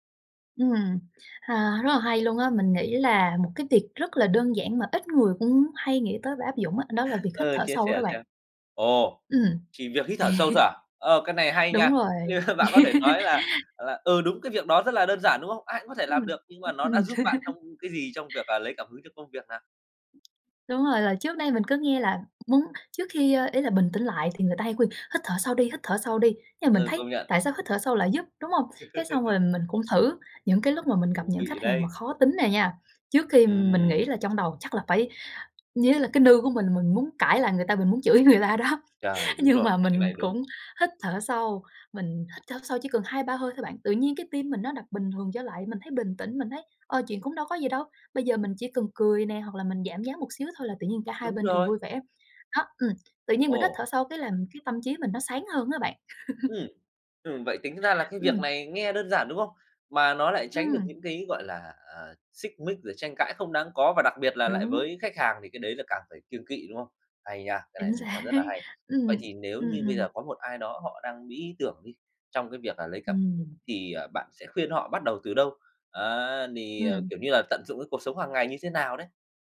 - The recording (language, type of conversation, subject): Vietnamese, podcast, Bạn tận dụng cuộc sống hằng ngày để lấy cảm hứng như thế nào?
- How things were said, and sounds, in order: laughing while speaking: "À"; laugh; laugh; unintelligible speech; laugh; tapping; laugh; laughing while speaking: "người ta đó. Nhưng mà mình"; laugh; laughing while speaking: "xác đấy"